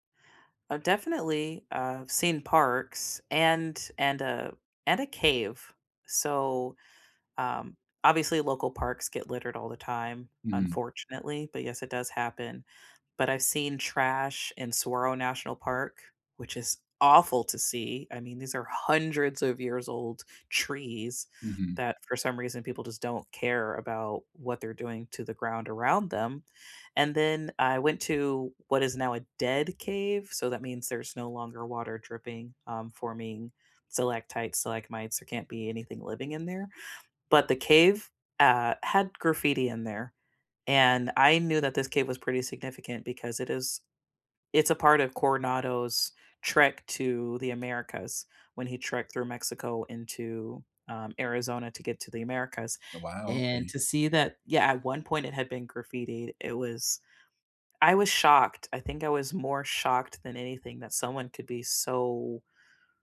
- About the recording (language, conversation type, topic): English, unstructured, What do you think about tourists who litter or damage places?
- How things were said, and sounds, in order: tapping; stressed: "awful"; other background noise